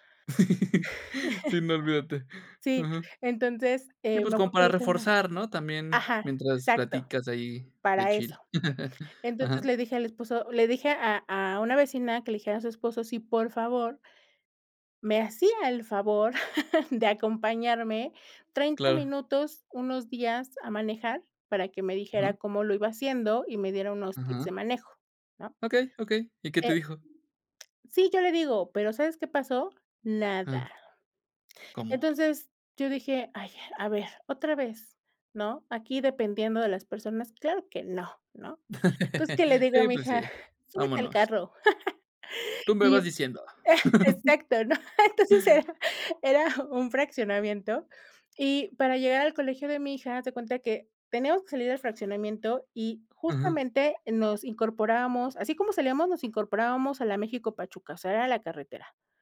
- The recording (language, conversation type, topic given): Spanish, podcast, ¿Cómo superas el miedo a equivocarte al aprender?
- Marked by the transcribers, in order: laugh; chuckle; in English: "chill"; chuckle; chuckle; tongue click; other background noise; laugh; chuckle; laughing while speaking: "exacto, ¿no? Entonces, era era"; chuckle; tapping